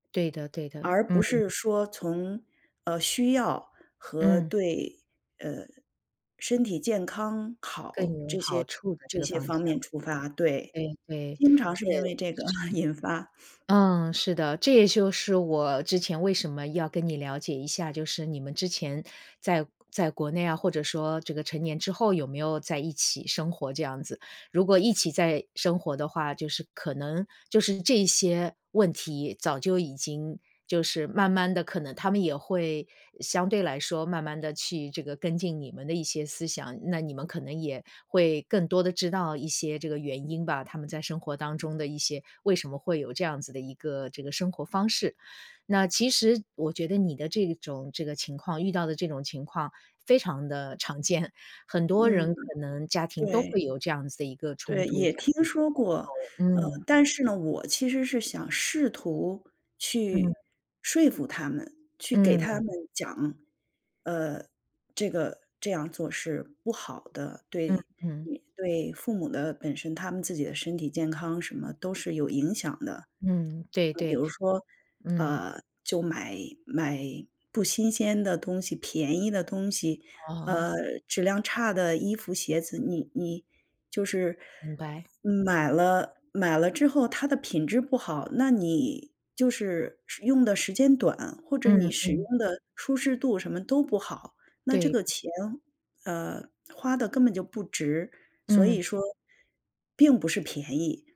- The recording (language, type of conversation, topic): Chinese, advice, 你在与父母沟通生活选择时遇到代沟冲突，该怎么处理？
- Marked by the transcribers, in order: chuckle; chuckle; other background noise